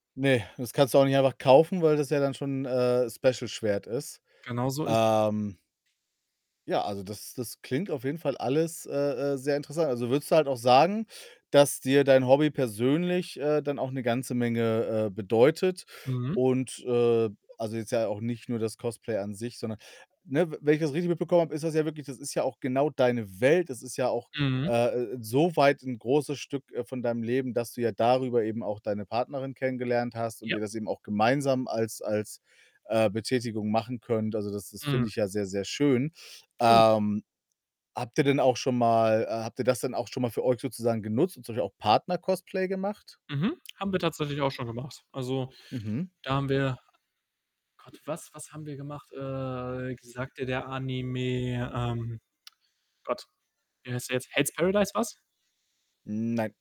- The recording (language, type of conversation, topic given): German, unstructured, Was bedeutet dir dein Hobby persönlich?
- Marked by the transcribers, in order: stressed: "Welt"; other background noise; unintelligible speech; static; tsk